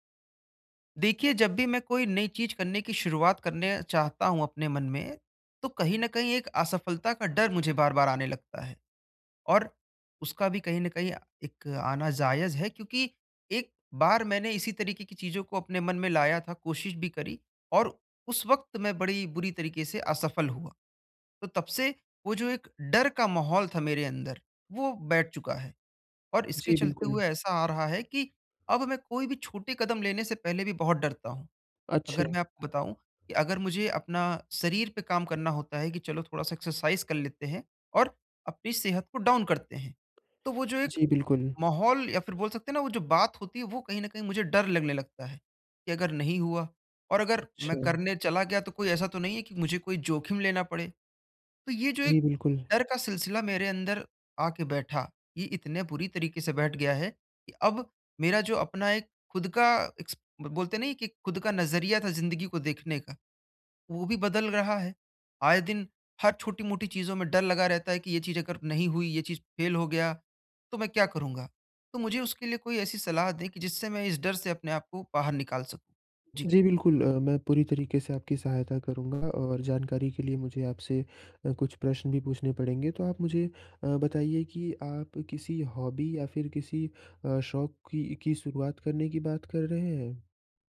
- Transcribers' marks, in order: in English: "एक्सरसाइज़"; in English: "डाउन"; in English: "फेल"; in English: "हॉबी"
- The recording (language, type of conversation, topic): Hindi, advice, नई हॉबी शुरू करते समय असफलता के डर और जोखिम न लेने से कैसे निपटूँ?